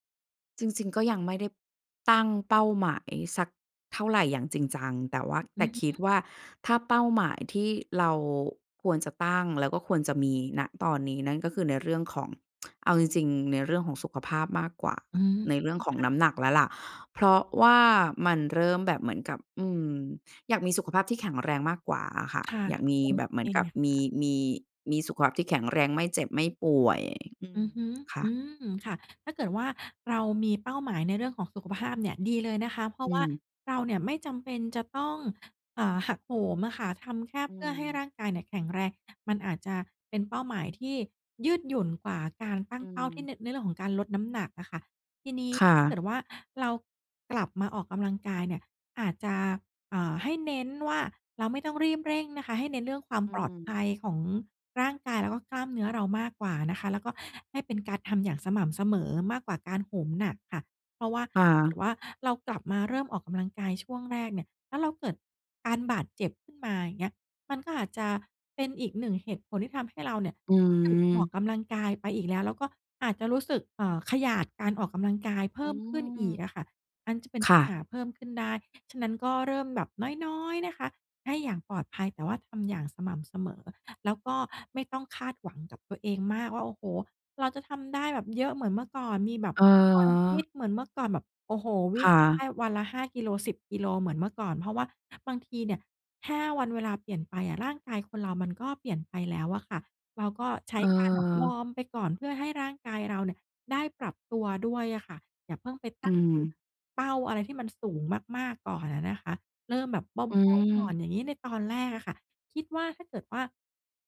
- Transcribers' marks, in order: tsk; other background noise; unintelligible speech; unintelligible speech
- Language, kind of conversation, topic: Thai, advice, ฉันควรเริ่มกลับมาออกกำลังกายหลังคลอดหรือหลังหยุดพักมานานอย่างไร?